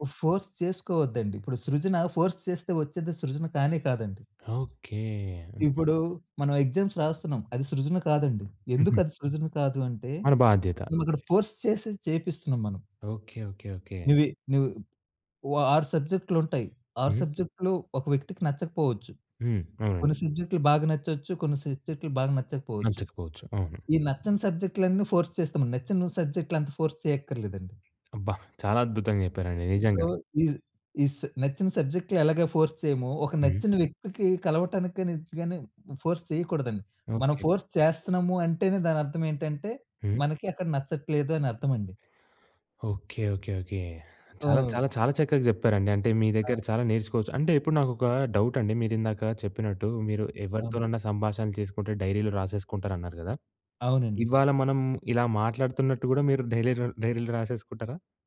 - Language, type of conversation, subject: Telugu, podcast, సృజనకు స్ఫూర్తి సాధారణంగా ఎక్కడ నుంచి వస్తుంది?
- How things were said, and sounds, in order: in English: "ఫోర్స్"; in English: "ఫోర్స్"; tapping; other background noise; in English: "ఎగ్జామ్స్"; in English: "ఫోర్స్"; in English: "ఫోర్స్"; in English: "ఫోర్స్"; in English: "సో"; in English: "ఫోర్స్"; in English: "ఫోర్స్"; in English: "ఫోర్స్"; in English: "డైరీలో"; in English: "డైరీలో"